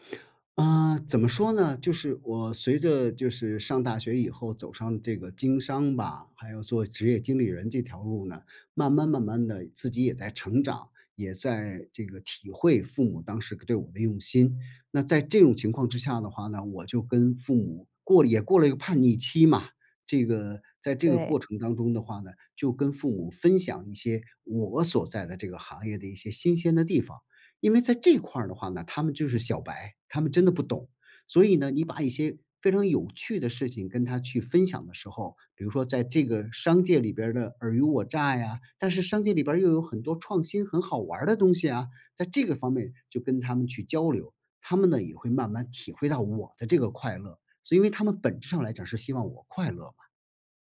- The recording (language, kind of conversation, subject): Chinese, podcast, 父母的期待在你成长中起了什么作用？
- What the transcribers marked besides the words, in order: none